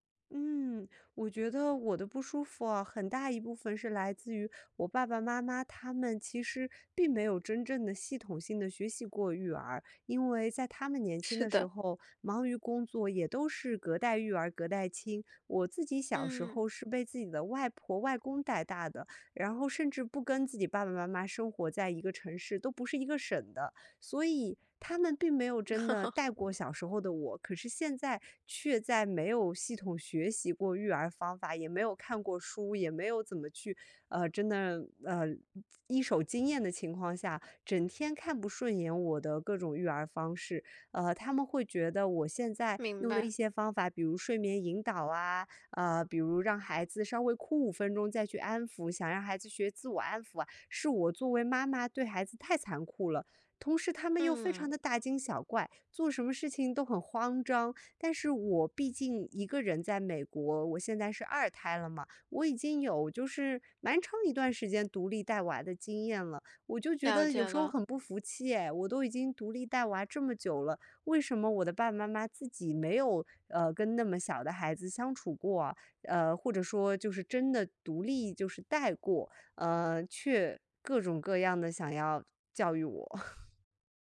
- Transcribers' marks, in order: laugh; other background noise; chuckle
- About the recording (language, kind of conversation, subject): Chinese, advice, 当父母反复批评你的养育方式或生活方式时，你该如何应对这种受挫和疲惫的感觉？